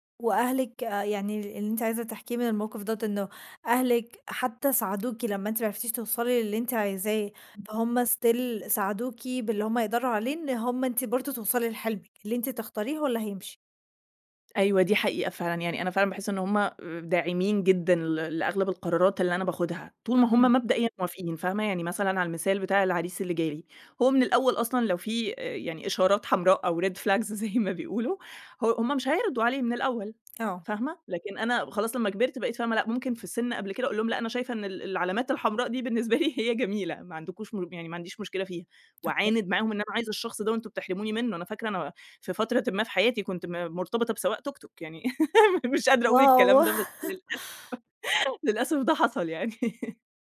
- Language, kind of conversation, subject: Arabic, podcast, قد إيه بتأثر بآراء أهلك في قراراتك؟
- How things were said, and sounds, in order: in English: "Still"; tapping; in English: "Red flags"; laughing while speaking: "زي ما بيقولوا"; laughing while speaking: "هي جميلة"; laugh; giggle; laugh